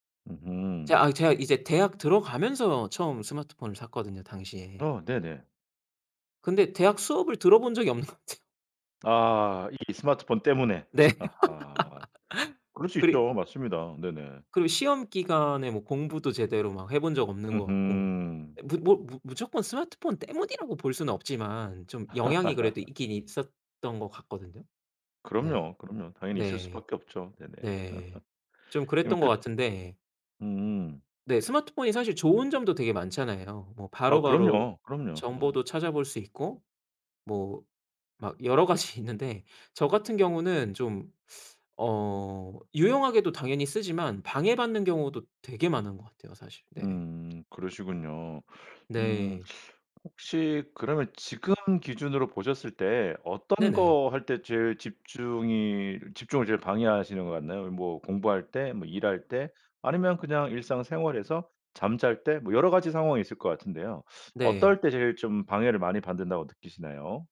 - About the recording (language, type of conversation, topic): Korean, advice, SNS나 휴대폰을 자꾸 확인하느라 작업 흐름이 자주 끊기는 상황을 설명해 주실 수 있나요?
- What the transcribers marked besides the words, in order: laughing while speaking: "없는 것 같아요"; laugh; other background noise; laugh; laugh; laughing while speaking: "가지"